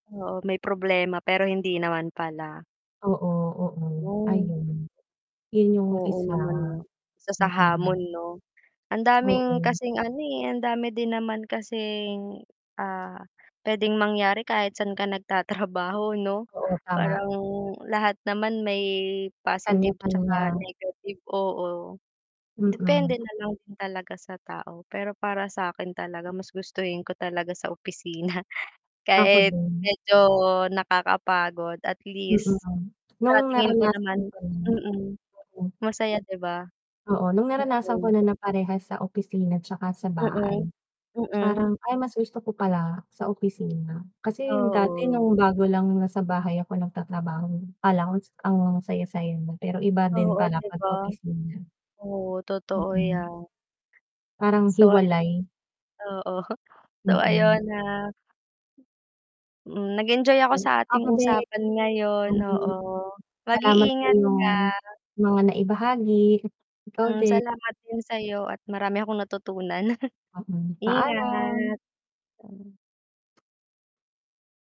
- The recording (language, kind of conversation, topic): Filipino, unstructured, Sa palagay mo, mas mainam bang magtrabaho sa opisina o sa bahay?
- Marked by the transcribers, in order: static; other background noise; distorted speech; tapping; chuckle